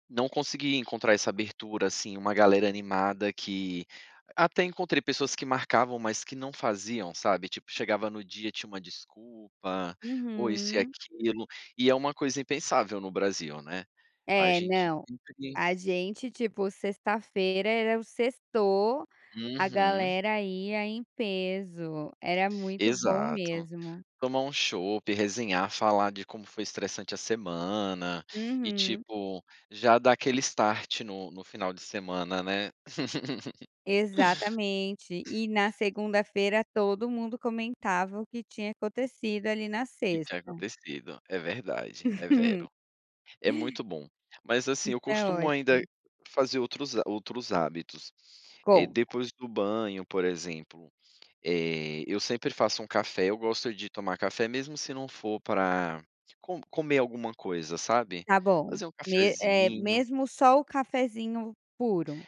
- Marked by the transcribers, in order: in English: "start"; laugh; other background noise; laugh; in Italian: "vero"
- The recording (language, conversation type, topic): Portuguese, podcast, O que te ajuda a desconectar depois do trabalho?